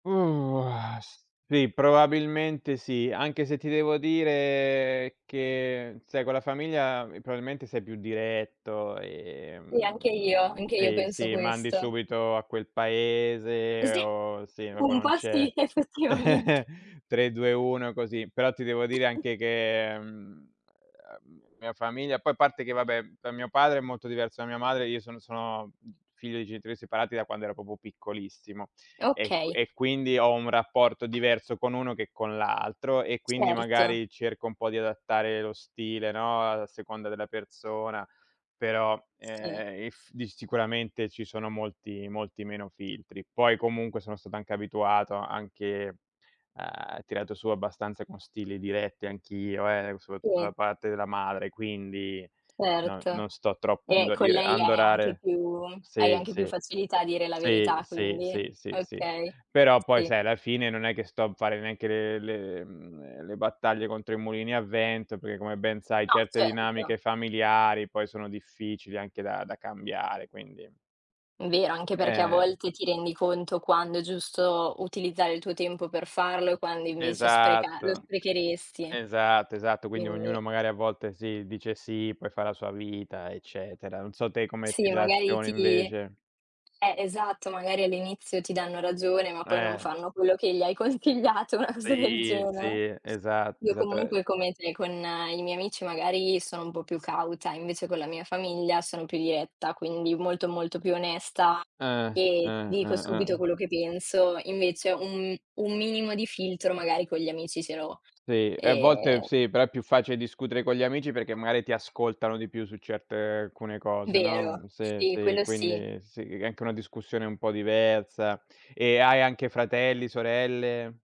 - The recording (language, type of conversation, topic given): Italian, unstructured, Che cosa pensi sia più importante, l’onestà o la gentilezza?
- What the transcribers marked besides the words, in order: drawn out: "che"; other background noise; drawn out: "ehm"; chuckle; laughing while speaking: "effettivamente"; drawn out: "mhmm"; laughing while speaking: "consigliato, una cosa del genere"